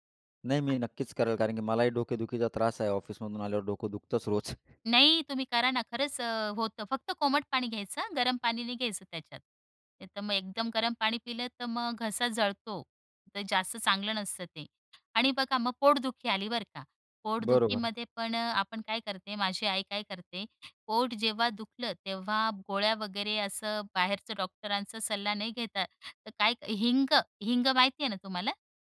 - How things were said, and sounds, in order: other background noise; tapping
- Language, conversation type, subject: Marathi, podcast, सामान्य दुखणं कमी करण्यासाठी तुम्ही घरगुती उपाय कसे वापरता?
- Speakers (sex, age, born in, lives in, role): female, 35-39, India, India, guest; male, 35-39, India, India, host